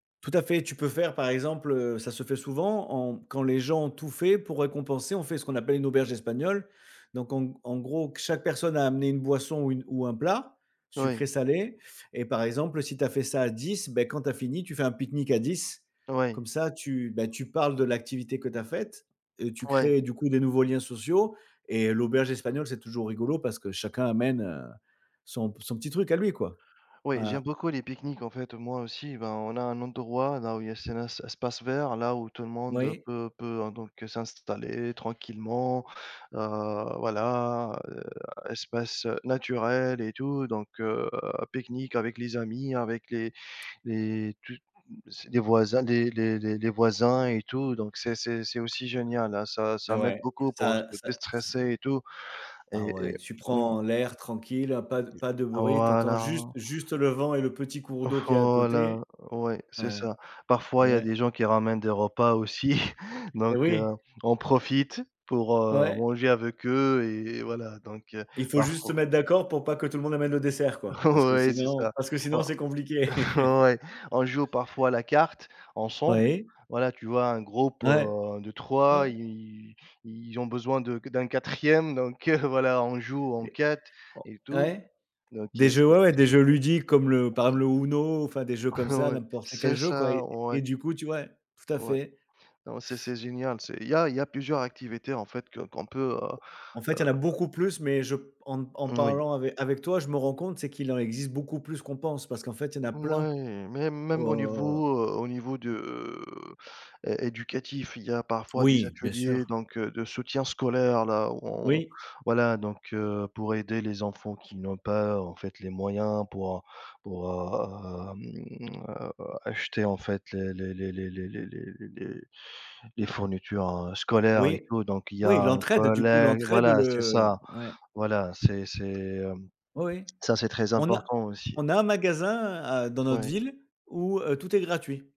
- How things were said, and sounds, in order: tapping; blowing; laughing while speaking: "aussi"; laughing while speaking: "Ouais"; laughing while speaking: "ouais"; laugh; laughing while speaking: "heu, voilà"; laughing while speaking: "Ouais"; drawn out: "hem"
- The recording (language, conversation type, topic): French, unstructured, Quelles activités pourraient renforcer les liens au sein de ta communauté ?
- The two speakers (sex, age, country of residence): male, 35-39, Greece; male, 45-49, France